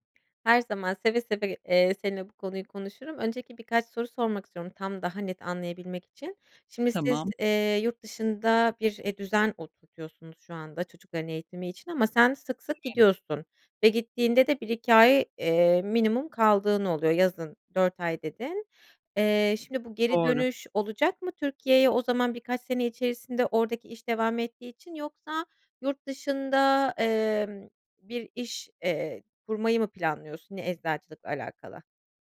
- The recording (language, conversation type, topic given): Turkish, advice, İşe dönmeyi düşündüğünüzde, işe geri dönme kaygınız ve daha yavaş bir tempoda ilerleme ihtiyacınızla ilgili neler hissediyorsunuz?
- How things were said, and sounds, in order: other background noise